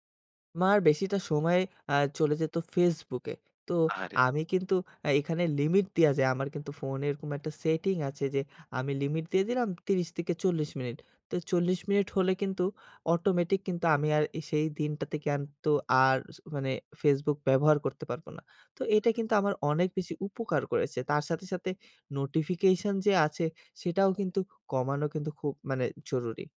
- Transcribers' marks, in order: none
- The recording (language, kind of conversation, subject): Bengali, podcast, ডুমস্ক্রলিং থেকে কীভাবে নিজেকে বের করে আনেন?